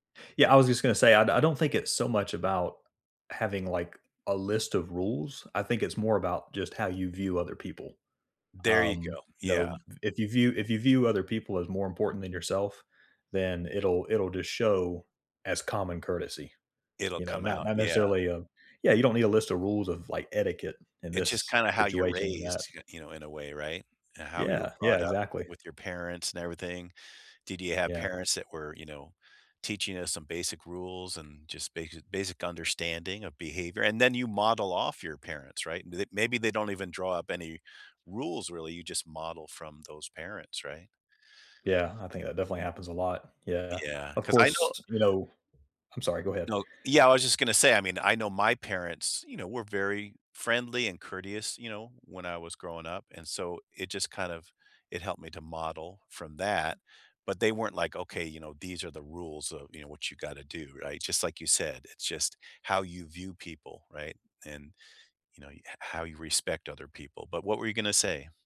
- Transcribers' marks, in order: tapping; other background noise
- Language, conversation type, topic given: English, unstructured, What small courtesies in public spaces help you share them and feel more connected?
- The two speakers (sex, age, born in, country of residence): male, 40-44, United States, United States; male, 65-69, United States, United States